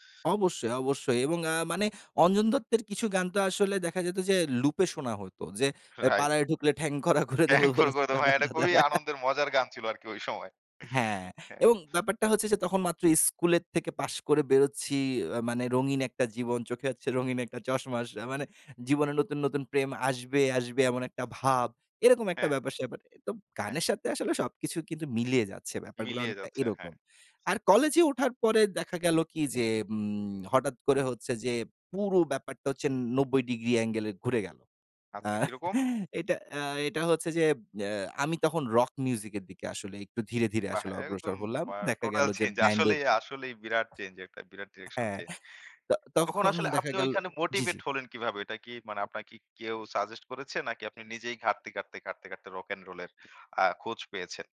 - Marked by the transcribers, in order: laughing while speaking: "রাইট"; laughing while speaking: "এ পাড়ায় ঢুকলে ঠ্যাং খোরা করে দেব"; laughing while speaking: "'ঠ্যাং খোরা করে দেব' ভাই … আরকি ঐ সময়"; unintelligible speech; laugh; chuckle; other background noise
- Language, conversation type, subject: Bengali, podcast, আপনার পরিবারের সঙ্গীতরুচি কি আপনাকে প্রভাবিত করেছে?